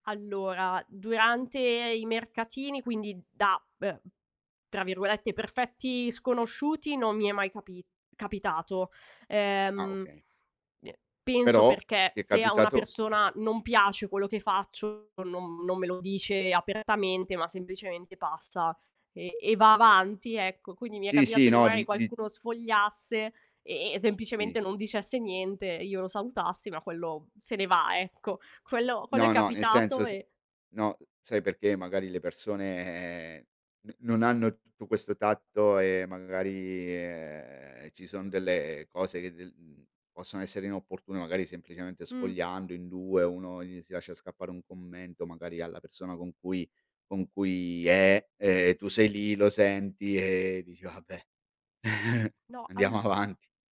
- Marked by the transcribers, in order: other background noise; drawn out: "persone"; drawn out: "ehm"; laughing while speaking: "Vabbè, andiamo avanti"; chuckle
- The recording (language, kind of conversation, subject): Italian, podcast, Che valore ha per te condividere le tue creazioni con gli altri?